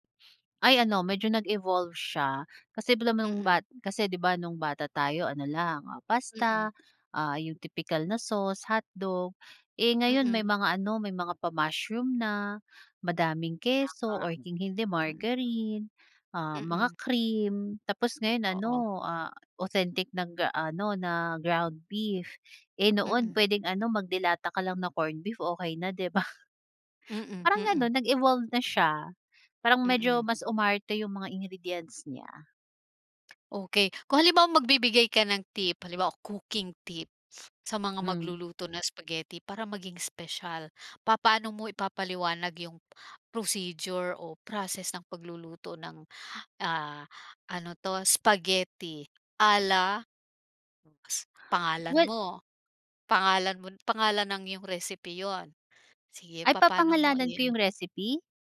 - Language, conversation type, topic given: Filipino, podcast, Ano ang paborito mong pampaginhawang pagkain, at bakit?
- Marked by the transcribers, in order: tapping; laughing while speaking: "ba"; sniff; other noise